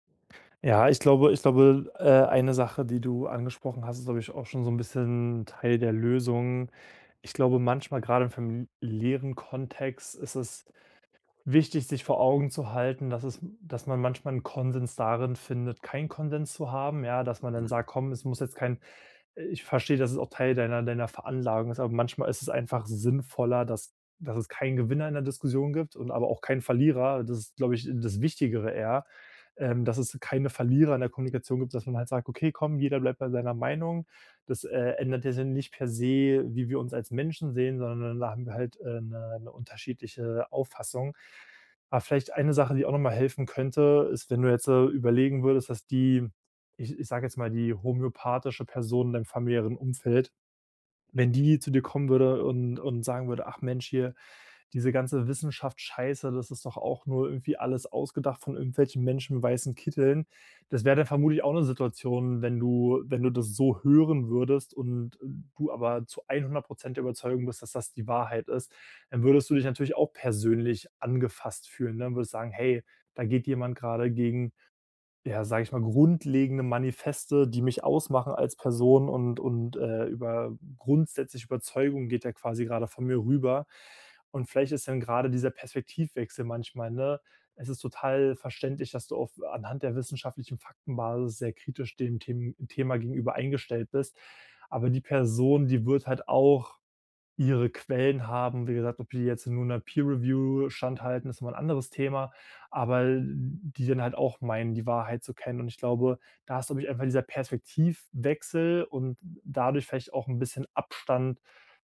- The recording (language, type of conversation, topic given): German, advice, Wann sollte ich mich gegen Kritik verteidigen und wann ist es besser, sie loszulassen?
- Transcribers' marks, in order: stressed: "grundlegende"; other noise